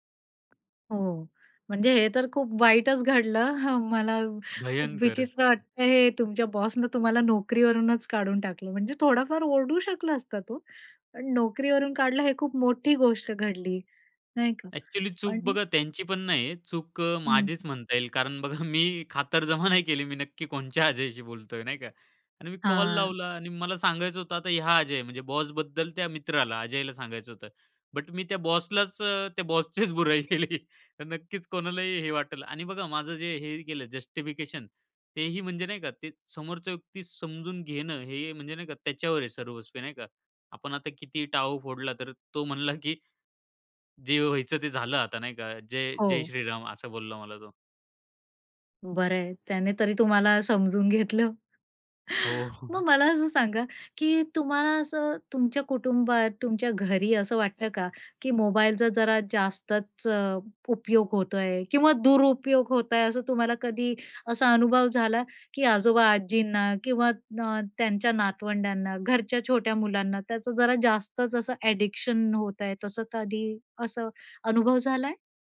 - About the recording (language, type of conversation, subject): Marathi, podcast, स्मार्टफोनमुळे तुमची लोकांशी असलेली नाती कशी बदलली आहेत?
- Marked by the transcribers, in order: tapping; chuckle; other background noise; laughing while speaking: "बघा"; laughing while speaking: "बुराई केली"; in English: "जस्टिफिकेशन"; chuckle; in English: "अ‍ॅडिक्शन"